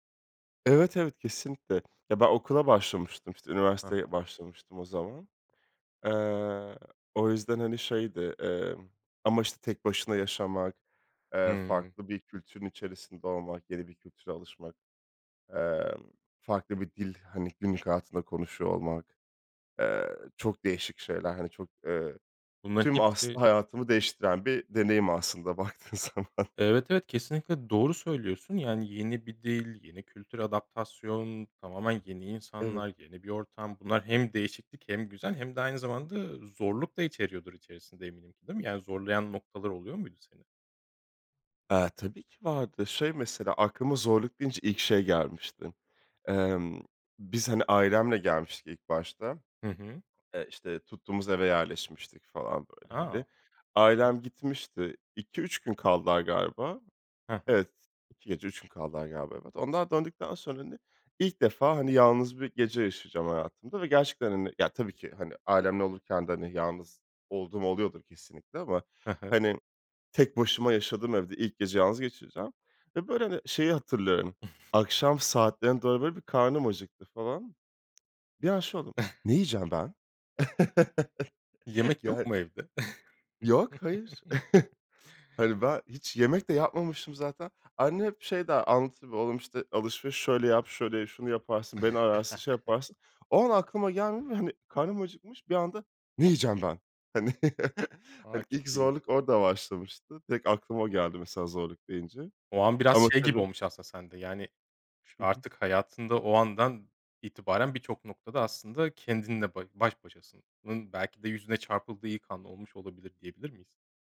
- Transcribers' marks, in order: tapping; other background noise; laughing while speaking: "baktığın zaman"; chuckle; chuckle; chuckle; chuckle; chuckle; laughing while speaking: "Hani"; chuckle
- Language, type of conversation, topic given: Turkish, podcast, Hayatında seni en çok değiştiren deneyim neydi?